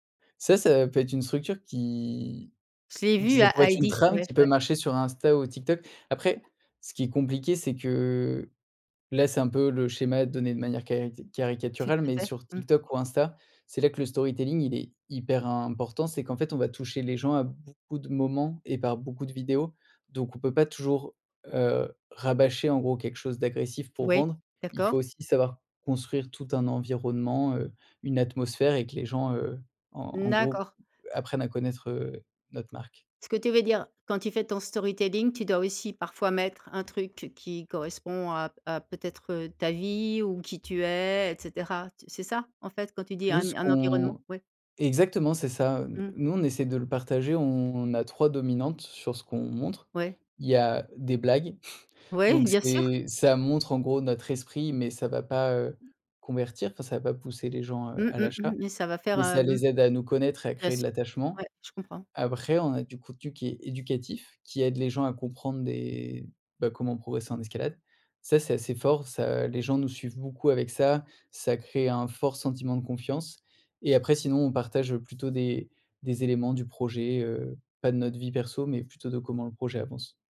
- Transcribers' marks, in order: other background noise; put-on voice: "i-D"; in English: "storytelling"; stressed: "hyper"; stressed: "D'accord"; in English: "storytelling"; tapping
- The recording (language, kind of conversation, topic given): French, podcast, Qu’est-ce qui, selon toi, fait un bon storytelling sur les réseaux sociaux ?